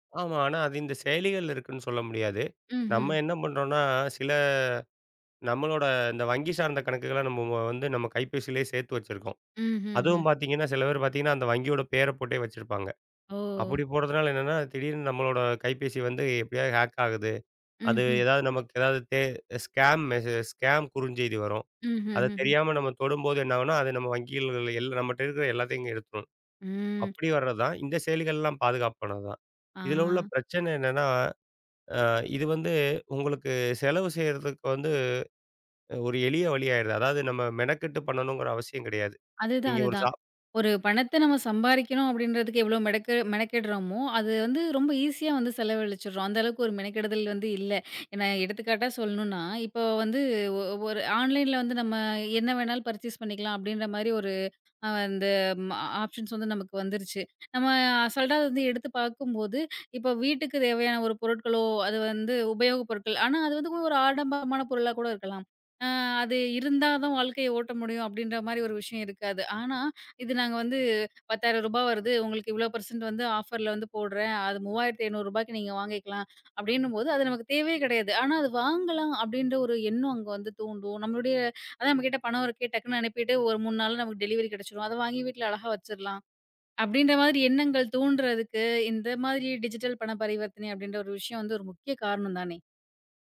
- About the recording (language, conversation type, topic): Tamil, podcast, பணத்தைப் பயன்படுத்தாமல் செய்யும் மின்னணு பணப்பரிமாற்றங்கள் உங்கள் நாளாந்த வாழ்க்கையின் ஒரு பகுதியாக எப்போது, எப்படித் தொடங்கின?
- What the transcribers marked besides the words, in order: in English: "ஹாக்"; in English: "ஸ்கேம் மெசேஜ் ஸ்கேம்"; drawn out: "ம்"; tapping; drawn out: "அ"; in English: "ஆன்லைன்ல"; in English: "பர்சேஸ்"; in English: "ஆப்ஷன்ஸ்"; in English: "அசால்டா"; in English: "ஆஃபர்ல"; in English: "டிஜிட்டல்"